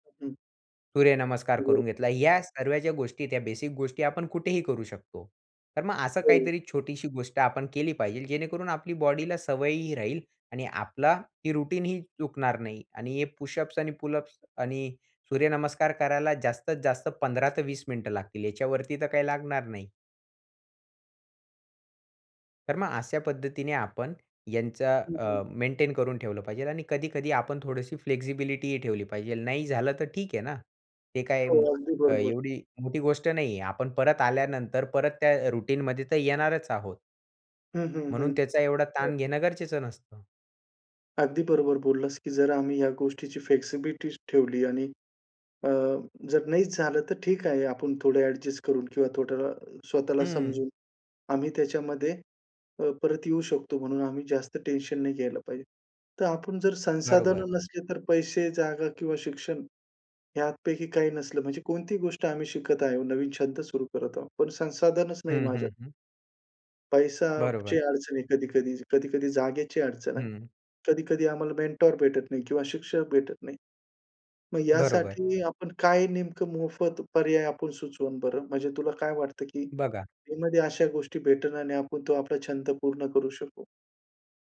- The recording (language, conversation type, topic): Marathi, podcast, एखादा नवीन छंद सुरू कसा करावा?
- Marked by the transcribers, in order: other noise; in English: "रुटीन"; in English: "पुशअप्स"; in English: "पुलअप्स"; tapping; in English: "फ्लेक्सिबिलिटीही"; other background noise; in English: "रूटीन"; in English: "फ्लेक्सिबिलिटी"